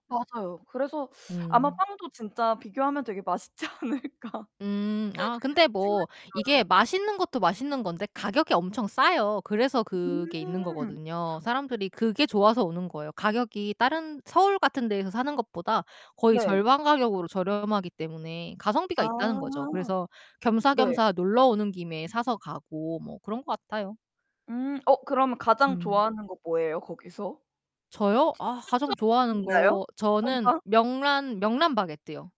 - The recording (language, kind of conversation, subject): Korean, unstructured, 우리 동네에서 가장 개선이 필요한 점은 무엇인가요?
- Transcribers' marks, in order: laughing while speaking: "맛있지 않을까?"; unintelligible speech; tapping; distorted speech; other background noise